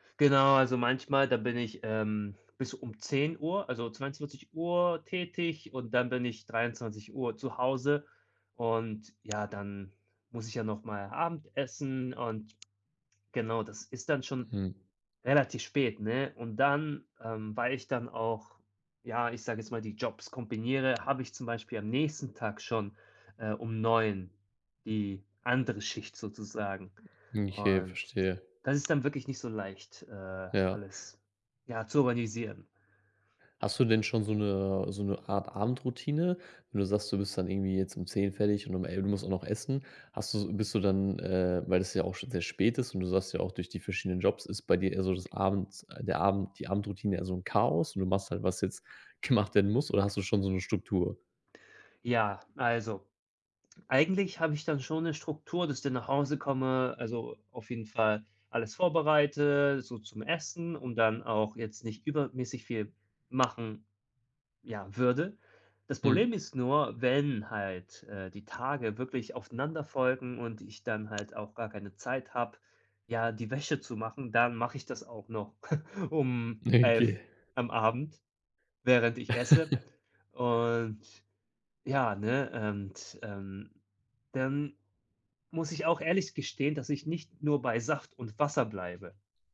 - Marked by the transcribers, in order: other background noise; laughing while speaking: "gemacht"; chuckle; laugh
- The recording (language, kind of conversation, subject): German, advice, Warum gehst du abends nicht regelmäßig früher schlafen?